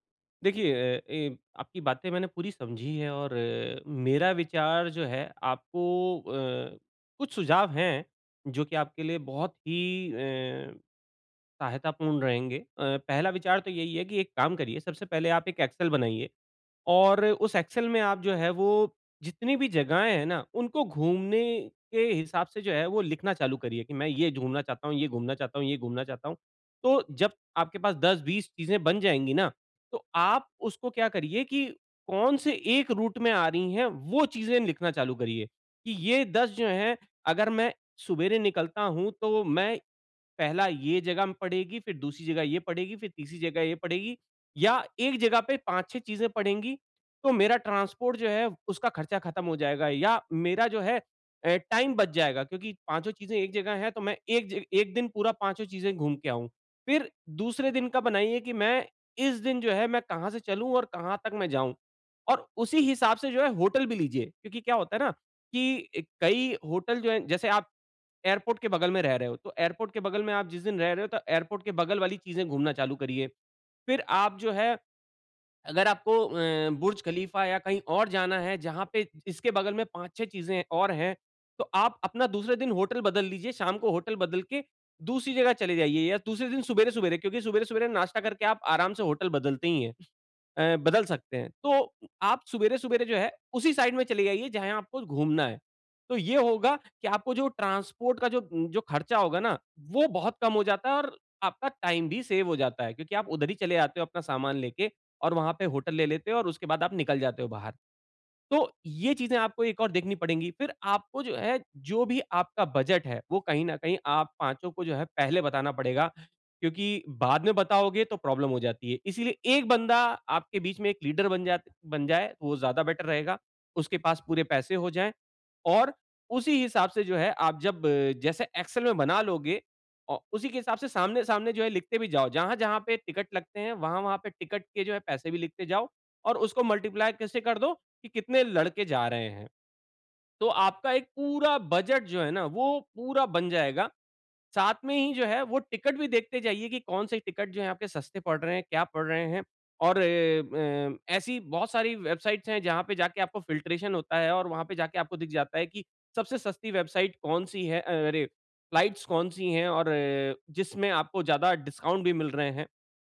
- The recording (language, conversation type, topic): Hindi, advice, सीमित समय में मैं अधिक स्थानों की यात्रा कैसे कर सकता/सकती हूँ?
- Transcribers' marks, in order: in English: "एक्सेल"; in English: "एक्सेल"; in English: "रूट"; in English: "ट्रांसपोर्ट"; in English: "टाइम"; in English: "एयरपोर्ट"; in English: "एयरपोर्ट"; in English: "एयरपोर्ट"; in English: "साइड"; in English: "ट्रांसपोर्ट"; in English: "टाइम"; in English: "सेव"; in English: "बजट"; in English: "प्रॉब्लम"; in English: "लीडर"; in English: "बेटर"; in English: "एक्सेल"; in English: "मल्टीप्लाई"; in English: "बजट"; in English: "वेबसाइट्स"; in English: "फिल्ट्रेशन"; in English: "फ्लाइट्स"; in English: "डिस्काउंट"